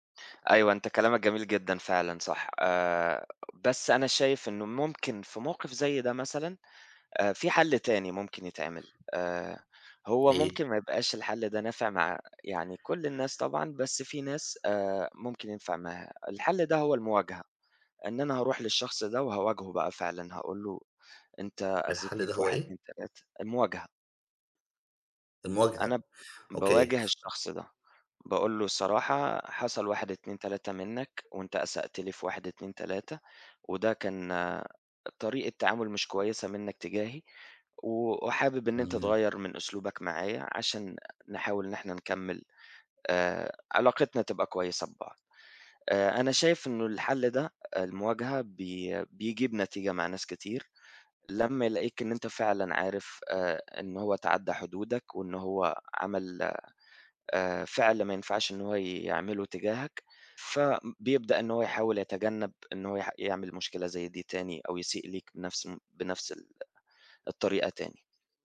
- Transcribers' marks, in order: other background noise
- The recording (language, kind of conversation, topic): Arabic, unstructured, هل تقدر تسامح حد آذاك جامد؟
- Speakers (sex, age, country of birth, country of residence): male, 25-29, United Arab Emirates, Egypt; male, 40-44, Egypt, United States